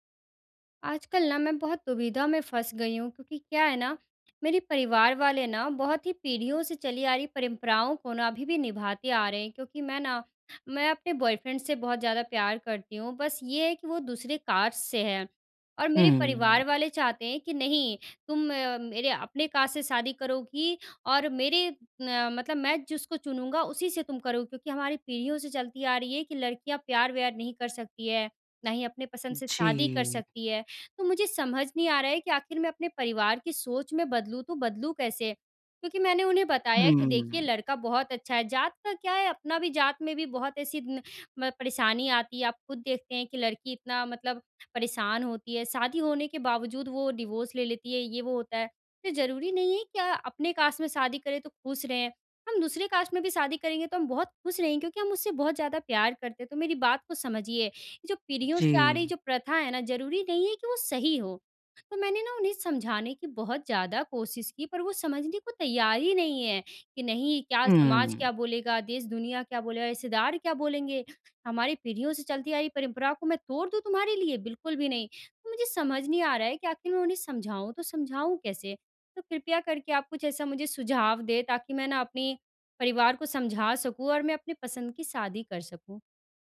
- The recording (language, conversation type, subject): Hindi, advice, पीढ़ियों से चले आ रहे पारिवारिक संघर्ष से कैसे निपटें?
- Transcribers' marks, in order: in English: "बॉयफ्रेंड"; in English: "डाइवोर्स"